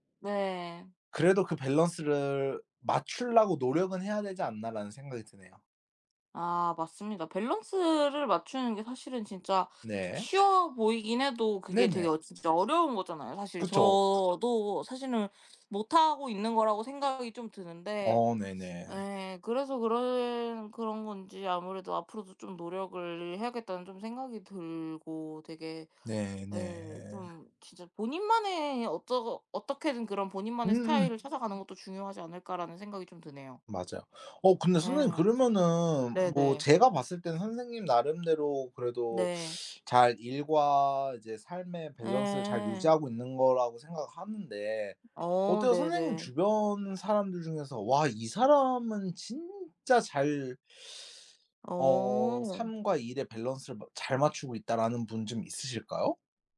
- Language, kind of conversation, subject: Korean, unstructured, 일과 삶의 균형을 어떻게 유지하시나요?
- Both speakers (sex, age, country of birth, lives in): female, 20-24, South Korea, Japan; male, 25-29, South Korea, Japan
- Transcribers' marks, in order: other background noise; tapping; background speech